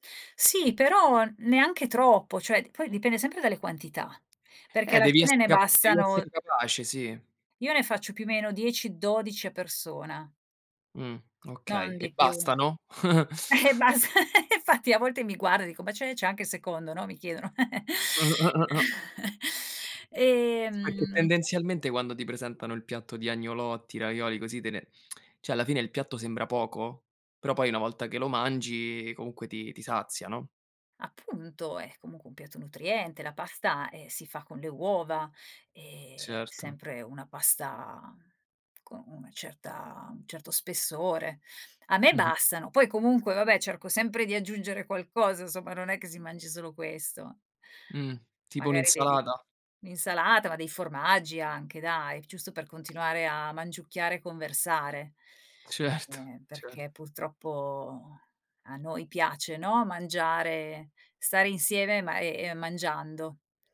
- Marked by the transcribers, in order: "cioè" said as "ceh"; other background noise; laughing while speaking: "e bas"; laugh; giggle; laugh; giggle; tsk; "cioè" said as "ceh"; tapping; laughing while speaking: "Certo"
- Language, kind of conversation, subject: Italian, podcast, C’è una ricetta che racconta la storia della vostra famiglia?